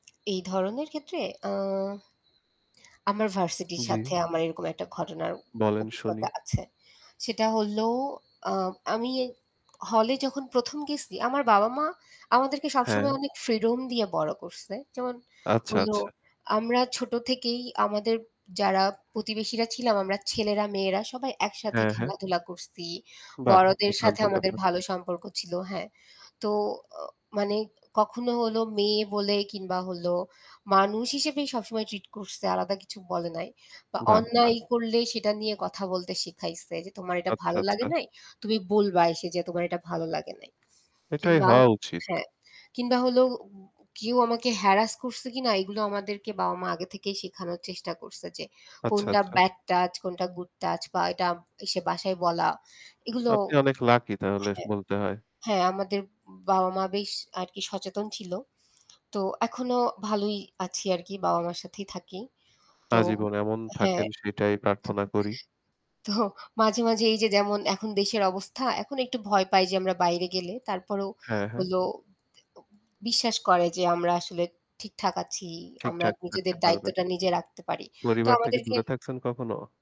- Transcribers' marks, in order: static; lip smack; chuckle
- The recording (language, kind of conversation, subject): Bengali, unstructured, আপনি কীভাবে অন্যদের প্রতি শ্রদ্ধা দেখান?
- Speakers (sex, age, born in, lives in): female, 25-29, Bangladesh, Bangladesh; male, 25-29, Bangladesh, Bangladesh